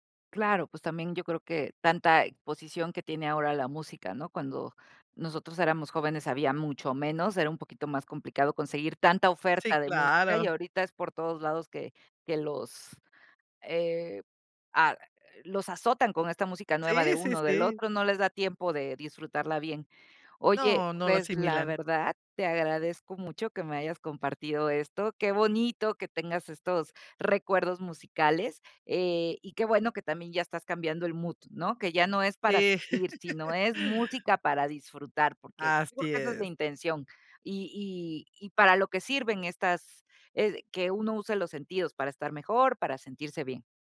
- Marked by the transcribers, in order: tapping; laugh
- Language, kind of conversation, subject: Spanish, podcast, ¿Qué papel tiene la nostalgia en tus elecciones musicales?